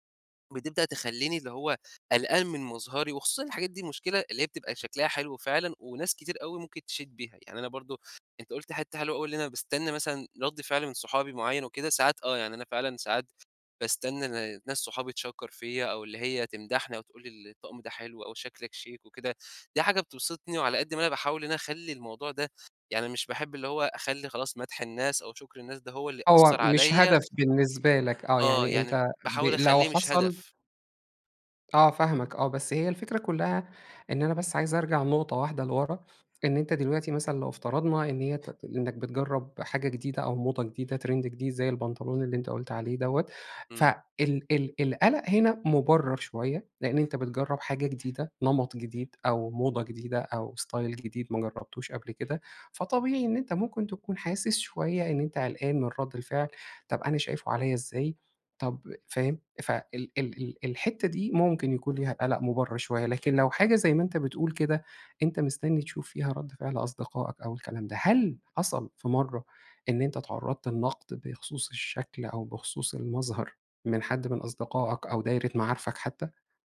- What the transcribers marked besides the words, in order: other background noise; tapping; in English: "ترند"; in English: "ستايل"
- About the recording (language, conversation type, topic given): Arabic, advice, ازاي أتخلص من قلقي المستمر من شكلي وتأثيره على تفاعلاتي الاجتماعية؟